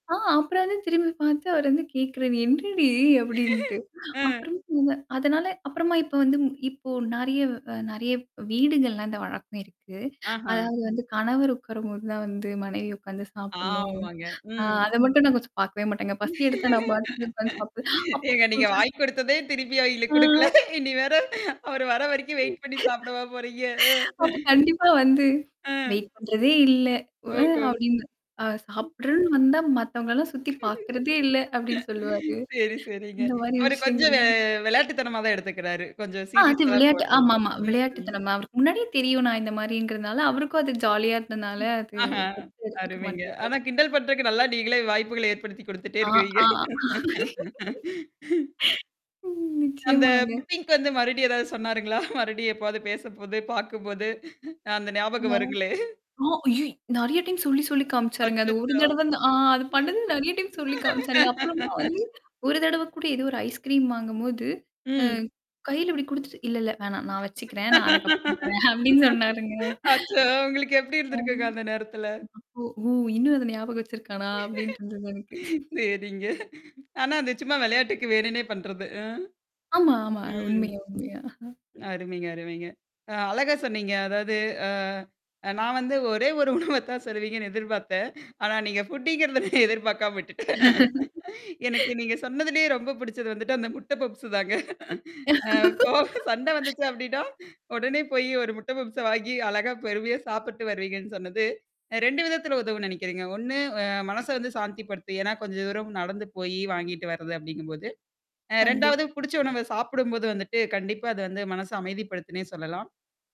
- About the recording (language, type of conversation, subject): Tamil, podcast, உங்களுக்கு ஆறுதல் தரும் உணவு எது, அது ஏன் உங்களுக்கு ஆறுதலாக இருக்கிறது?
- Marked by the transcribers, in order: chuckle; laugh; static; other background noise; chuckle; laughing while speaking: "ஏங்க நீங்க வாங்கி குடுத்ததே, திருப்பி … சாப்டவா போறீங்க, அ?"; distorted speech; laugh; laughing while speaking: "அப்ப கண்டிப்பா வந்து, வெயிட் பண்றதே … சுத்தி பாக்கறதே இல்ல!"; "சாப்படுறதுன்னு" said as "சாப்படுறன்னு"; laughing while speaking: "சரி சரிங்க"; in English: "சீரியஸாலாம்"; in English: "ஜாலியா"; other noise; laughing while speaking: "ஆனா, கிண்டல் பண்றதுக்கு நல்லா நீங்களே வாய்ப்புகள ஏற்படுத்தி குடுத்துட்டே இருக்குறீங்க"; laughing while speaking: "ஆ ஆ. ம் நிச்சயமாங்க"; in English: "புட்டிங்க்கு"; laughing while speaking: "மறுபடியும் ஏதாவது சொன்னாருங்களா? மறுபடியும் எப்போவாது பேசம்போது! பாக்கும்போது! அ அந்த ஞாபகம் வருங்களே!"; in English: "டைம்"; laughing while speaking: "அச்சச்சோ"; in English: "டைம்"; laugh; in English: "ஐஸ்கிரீம்"; tapping; laughing while speaking: "அச்சோ! உங்களுக்கு எப்படி இருந்திருக்குங்க அந்த நேரத்தல?"; laughing while speaking: "அப்டின்னு சொன்னாருங்க"; laughing while speaking: "சரிங்க. ஆனா, அது சும்மா விளையாட்டுக்கு வேணுன்னே பண்றது! அ?"; laugh; laughing while speaking: "ஒரே ஒரு உணவ தான்"; chuckle; laughing while speaking: "ஃபுட்டிங்கிறத நான் எதிர்பாக்காம விட்டுட்டேன்"; in English: "ஃபுட்டிங்கிறத"; laugh; laughing while speaking: "முட்டை பப்ஸு தாங்க. அ இப்போ … சாப்பிட்டு வருவீங்கன்னு சொன்னது"; laugh; "பொறுமையா" said as "பெருமையா"